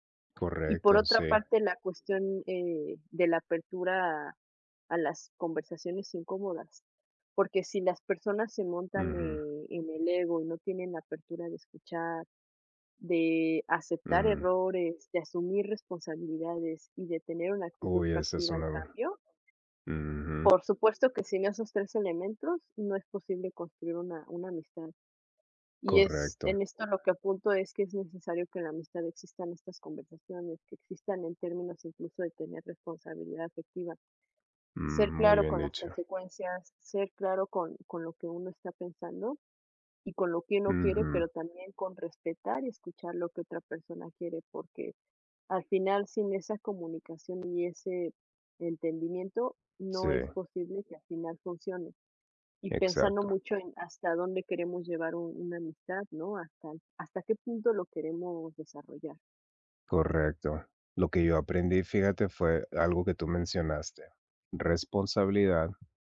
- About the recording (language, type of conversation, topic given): Spanish, unstructured, ¿Has perdido una amistad por una pelea y por qué?
- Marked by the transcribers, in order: tapping; other background noise